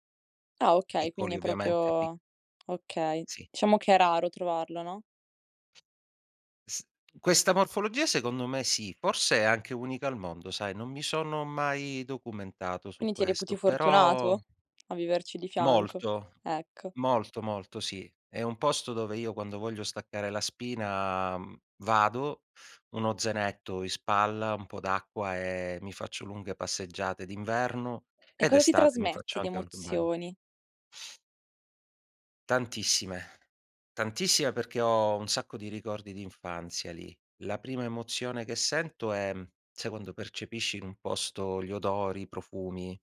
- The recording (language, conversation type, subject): Italian, podcast, Hai un posto vicino casa dove rifugiarti nella natura: qual è?
- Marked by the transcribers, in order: "proprio" said as "propio"; tapping; "Diciamo" said as "ciamo"; other background noise; "Quindi" said as "quini"; drawn out: "però"; drawn out: "spina"; drawn out: "e"